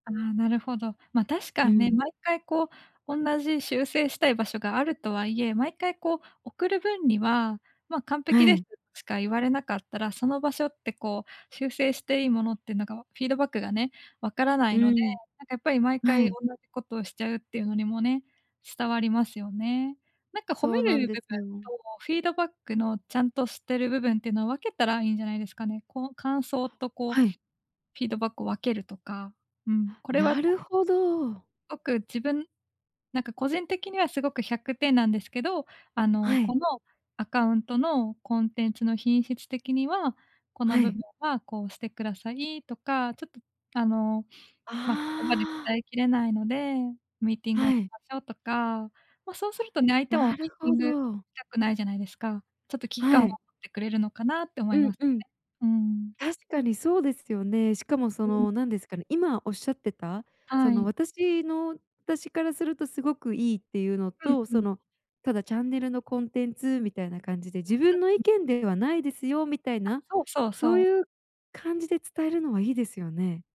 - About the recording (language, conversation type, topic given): Japanese, advice, 相手の反応が怖くて建設的なフィードバックを伝えられないとき、どうすればよいですか？
- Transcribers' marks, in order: unintelligible speech